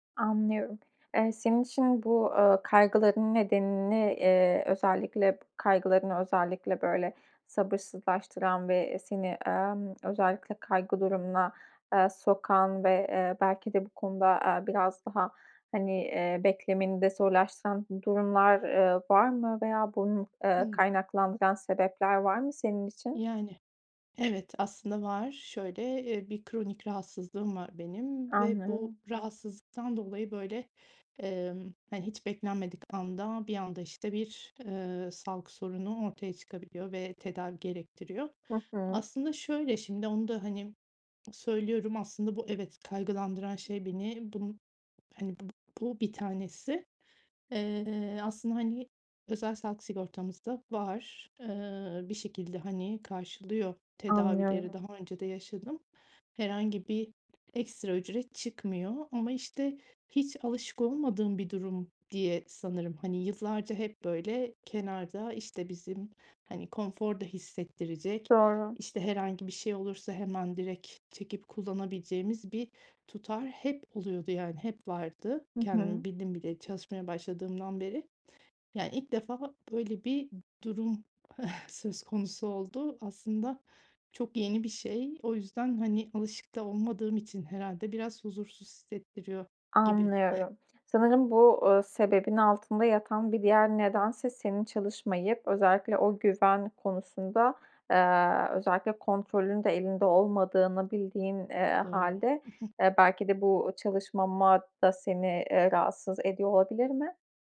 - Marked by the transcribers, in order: other background noise; tapping; "direkt" said as "direk"; giggle; other noise; giggle
- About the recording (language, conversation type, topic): Turkish, advice, Gelecek için para biriktirmeye nereden başlamalıyım?